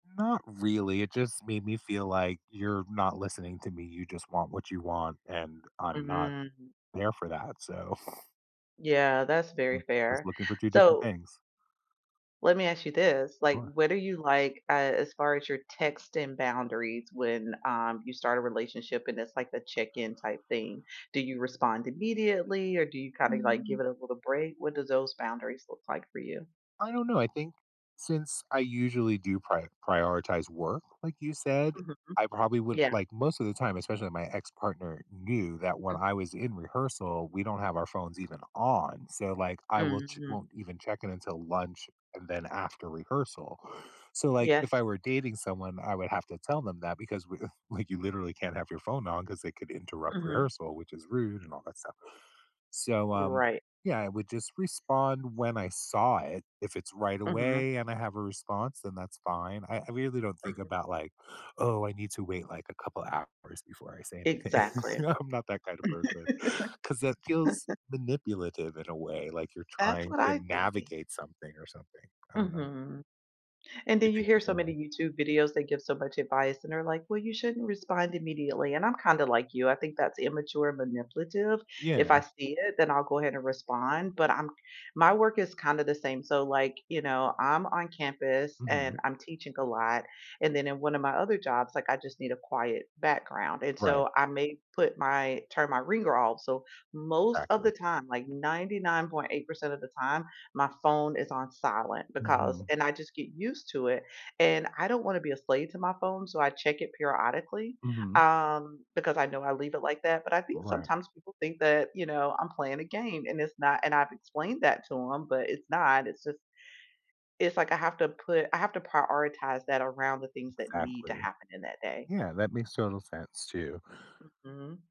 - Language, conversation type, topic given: English, unstructured, How do I keep boundaries with a partner who wants constant check-ins?
- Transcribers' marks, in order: chuckle; other background noise; laughing while speaking: "we"; laughing while speaking: "anything"; laugh; laugh